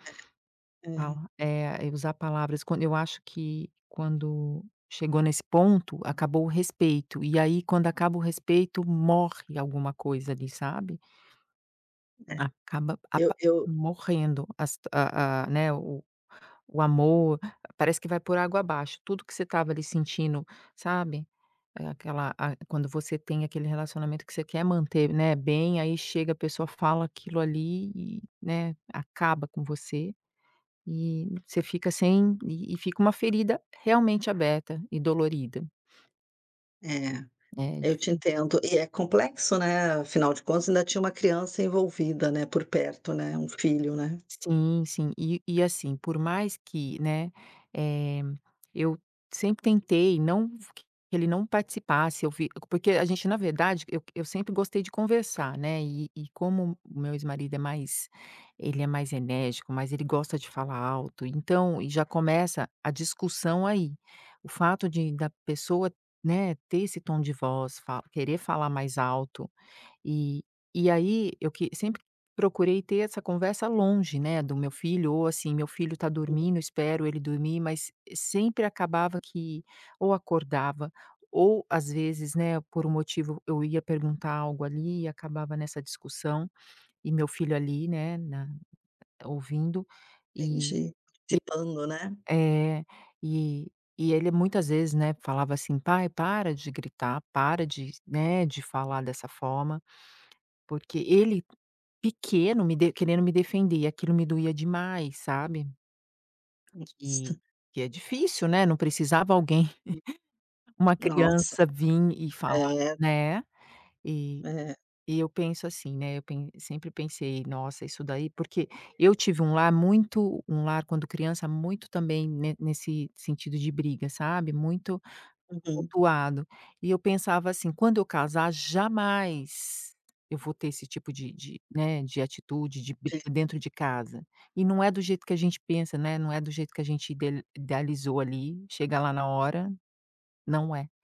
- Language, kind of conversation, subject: Portuguese, advice, Como posso recuperar a confiança depois de uma briga séria?
- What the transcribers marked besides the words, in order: tapping; other background noise; unintelligible speech; unintelligible speech; laughing while speaking: "alguém"; chuckle; unintelligible speech; stressed: "jamais"; unintelligible speech